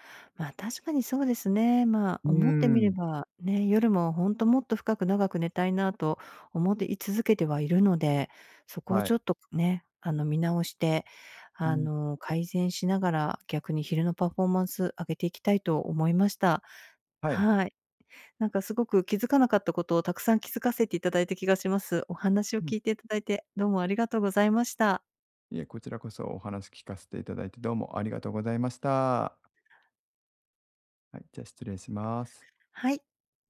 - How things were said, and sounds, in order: none
- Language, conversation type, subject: Japanese, advice, 短時間の昼寝で疲れを早く取るにはどうすればよいですか？